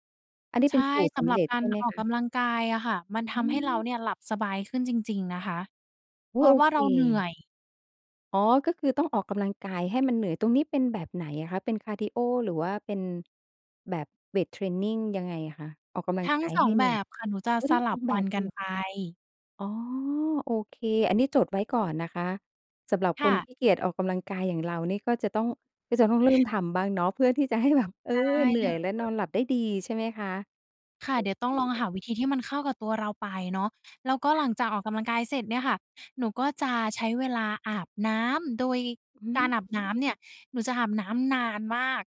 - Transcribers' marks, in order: other background noise
- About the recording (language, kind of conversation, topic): Thai, podcast, คุณมีพิธีกรรมก่อนนอนแบบไหนที่ช่วยให้หลับสบายและพักผ่อนได้ดีขึ้นบ้างไหม?